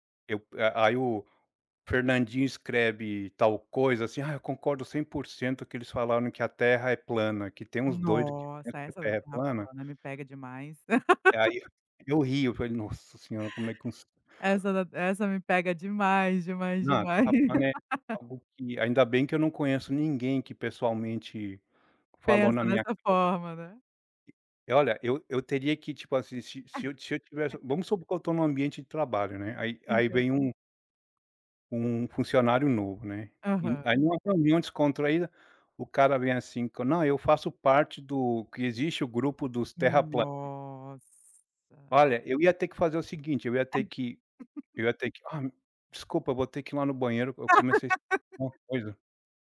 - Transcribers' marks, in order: laugh; laugh; unintelligible speech; tapping; laugh; laugh; laugh
- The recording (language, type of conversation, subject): Portuguese, podcast, Como lidar com diferenças de opinião sem perder respeito?